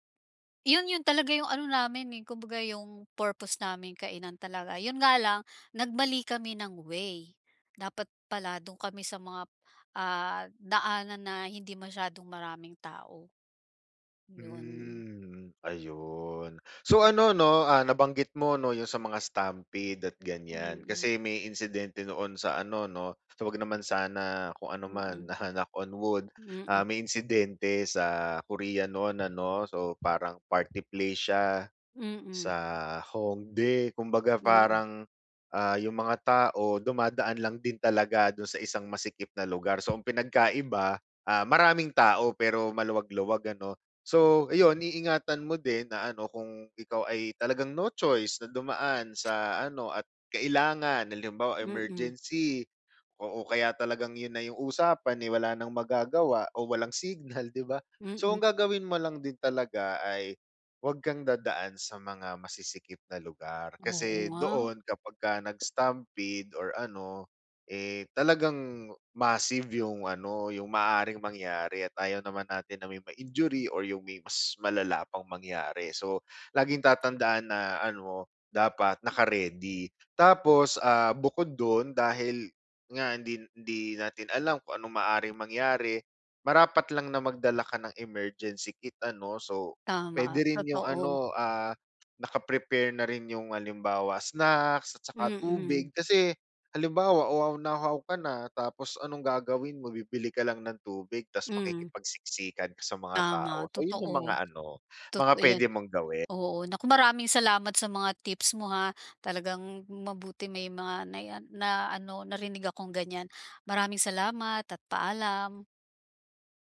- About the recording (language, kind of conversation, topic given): Filipino, advice, Paano ko mababalanse ang pisikal at emosyonal na tensyon ko?
- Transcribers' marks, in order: in English: "knock on wood"; tapping; laughing while speaking: "signal, 'di ba?"